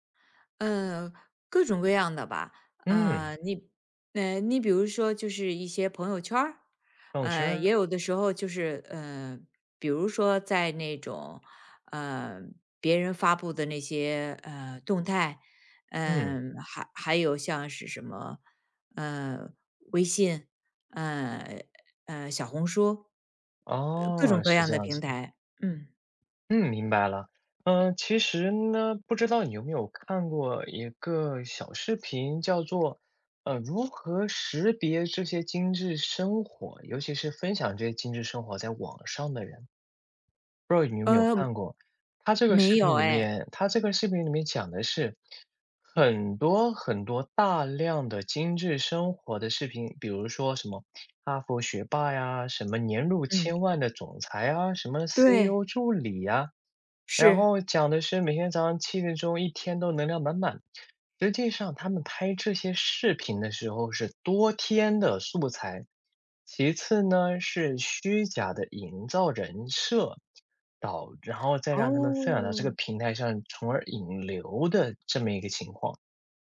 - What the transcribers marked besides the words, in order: none
- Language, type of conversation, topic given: Chinese, advice, 社交媒体上频繁看到他人炫耀奢华生活时，为什么容易让人产生攀比心理？